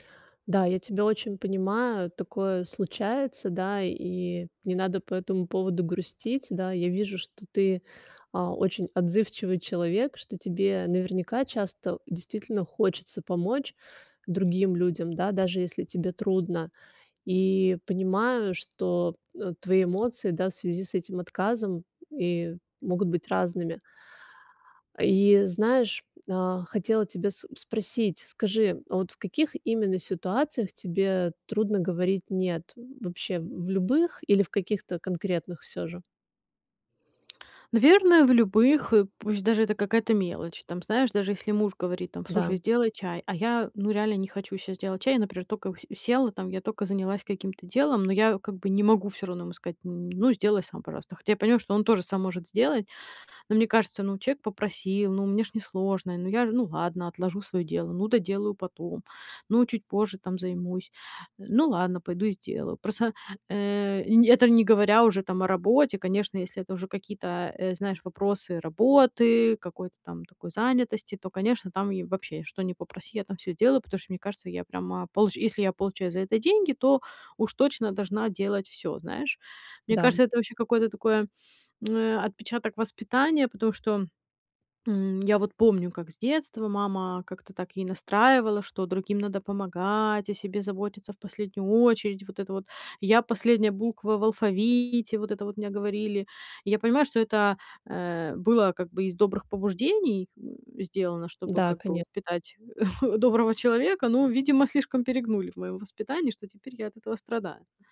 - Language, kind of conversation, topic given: Russian, advice, Почему мне трудно говорить «нет» из-за желания угодить другим?
- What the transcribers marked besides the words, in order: tapping; other noise; lip smack; chuckle